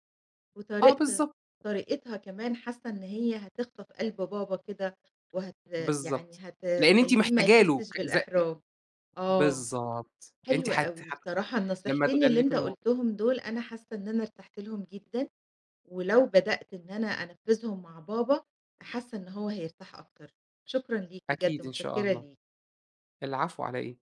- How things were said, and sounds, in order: none
- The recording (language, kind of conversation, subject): Arabic, advice, إزاي أقرر أراعي أبويا الكبير في السن في البيت ولا أدوّر له على رعاية تانية؟